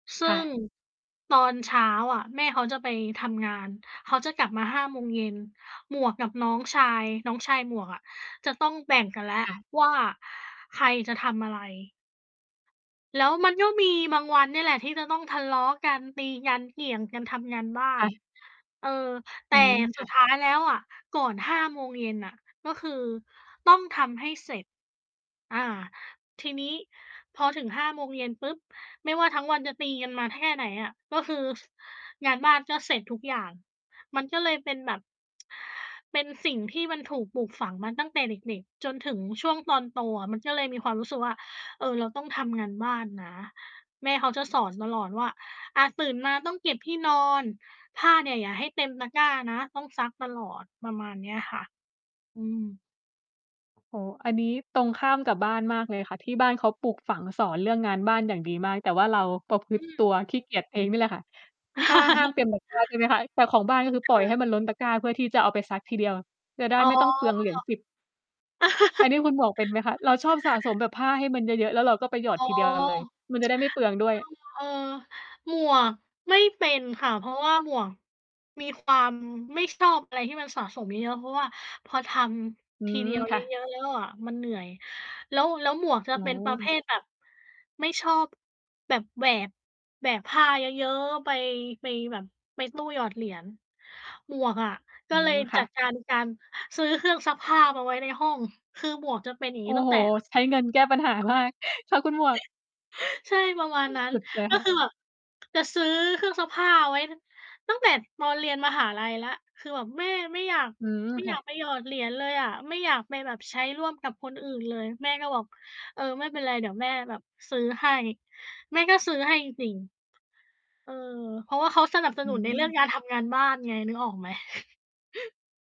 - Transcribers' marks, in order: other background noise; distorted speech; laugh; laugh; tsk; chuckle; tapping; chuckle
- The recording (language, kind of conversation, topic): Thai, unstructured, คุณรู้สึกอย่างไรเมื่อคนในบ้านไม่ช่วยทำงานบ้าน?